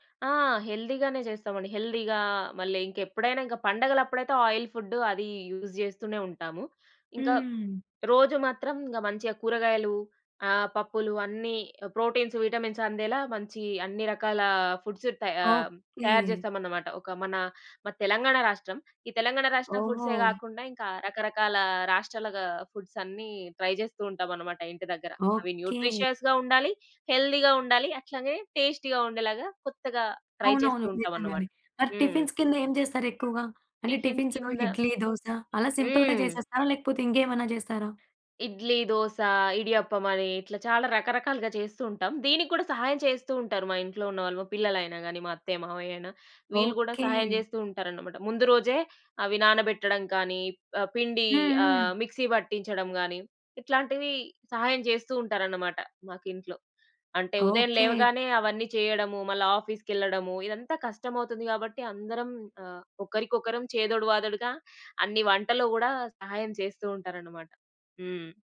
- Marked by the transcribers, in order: in English: "హెల్దీగానే"; in English: "హెల్దీగా"; in English: "ఆయిల్"; in English: "యూజ్"; in English: "ప్రోటీన్స్, విటమిన్స్"; in English: "ఫుడ్స్"; other background noise; in English: "ట్రై"; in English: "న్యూట్రిషియస్‌గా"; in English: "హెల్దీగా"; in English: "టేస్టీగా"; in English: "ట్రై"; in English: "టిఫిన్స్"; in English: "టిఫిన్స్‌లో"; in English: "టిఫిన్స్"; in English: "సింపుల్‌గా"
- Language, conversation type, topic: Telugu, podcast, వంటలో సహాయం చేయడానికి కుటుంబ సభ్యులు ఎలా భాగస్వామ్యం అవుతారు?